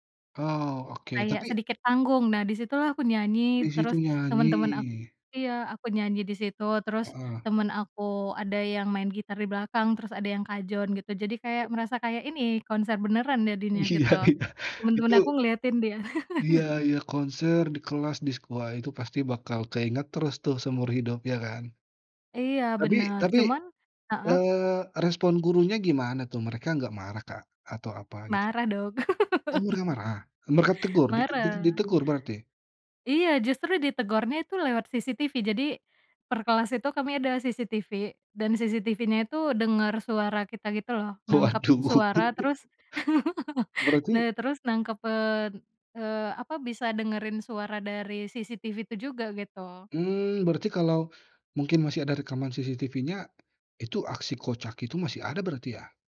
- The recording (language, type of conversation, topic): Indonesian, podcast, Lagu apa yang mengingatkanmu pada masa SMA?
- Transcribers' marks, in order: unintelligible speech; laughing while speaking: "Iya iya"; laugh; laugh; laughing while speaking: "Waduh!"; laugh; tapping